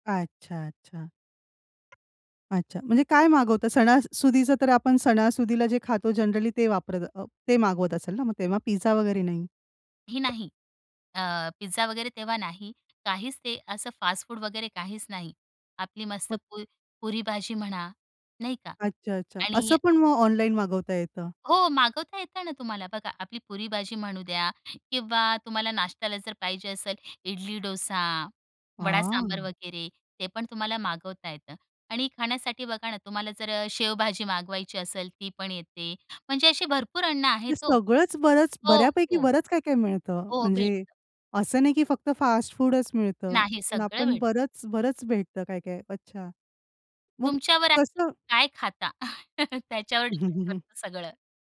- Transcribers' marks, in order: other noise; in English: "जनरली"; in English: "फास्ट फूड"; drawn out: "आह"; in English: "फास्ट फूडच"; chuckle; in English: "डिपेंड"; giggle
- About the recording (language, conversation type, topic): Marathi, podcast, कुटुंबातील खाद्य परंपरा कशी बदलली आहे?